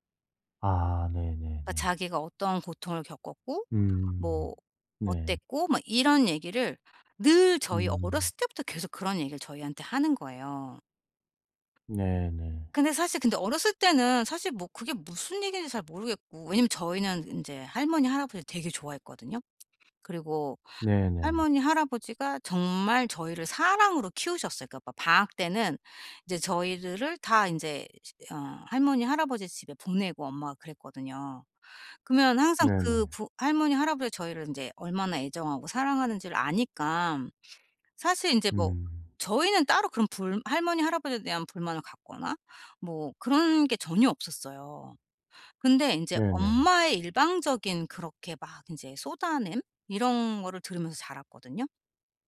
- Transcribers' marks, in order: tapping; other background noise
- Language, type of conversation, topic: Korean, advice, 가족 간에 같은 의사소통 문제가 왜 계속 반복될까요?
- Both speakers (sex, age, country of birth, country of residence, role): female, 45-49, South Korea, Portugal, user; male, 45-49, South Korea, South Korea, advisor